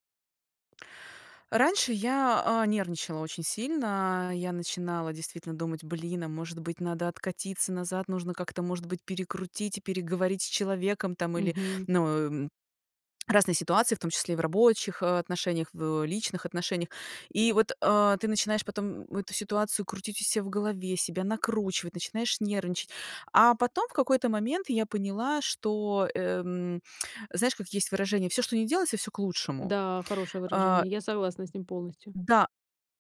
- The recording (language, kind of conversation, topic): Russian, podcast, Как научиться доверять себе при важных решениях?
- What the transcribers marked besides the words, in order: tapping